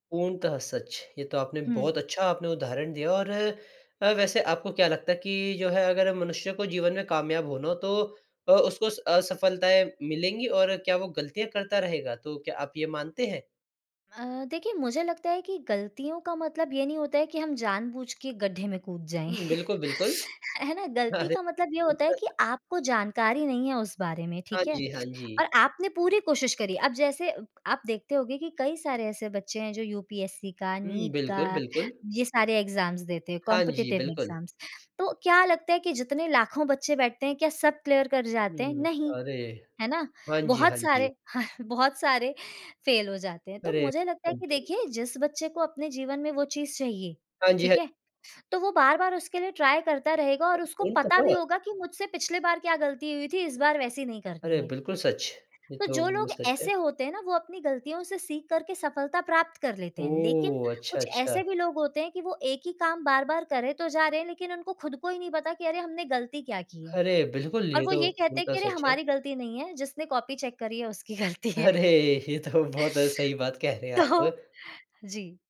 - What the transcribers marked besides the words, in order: chuckle; laughing while speaking: "है ना"; in English: "एग्ज़ाम्स"; in English: "कॉम्पिटिटिव एग्ज़ाम्स"; in English: "क्लियर"; chuckle; laughing while speaking: "बहुत सारे, फेल हो जाते हैं"; in English: "फेल"; unintelligible speech; in English: "ट्राई"; laughing while speaking: "उसकी गलती है"; laughing while speaking: "अरे, ये तो बहुत सही बात कह रहे हैं आप"; laughing while speaking: "तो"
- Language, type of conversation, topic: Hindi, podcast, असफलता के बाद आप खुद को फिर से कैसे संभालते हैं?